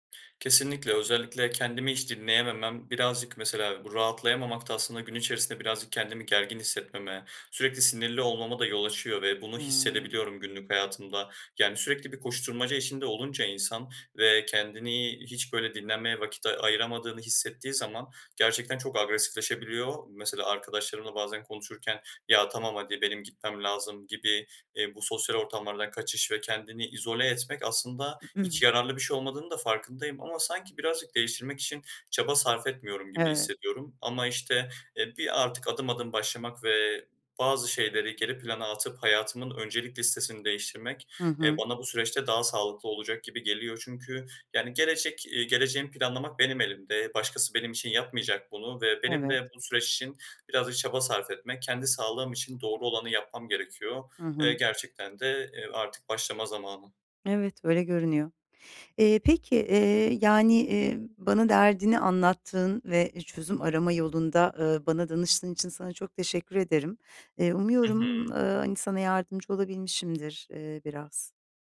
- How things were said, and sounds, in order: throat clearing; tapping
- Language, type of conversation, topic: Turkish, advice, Gün içinde rahatlamak için nasıl zaman ayırıp sakinleşebilir ve kısa molalar verebilirim?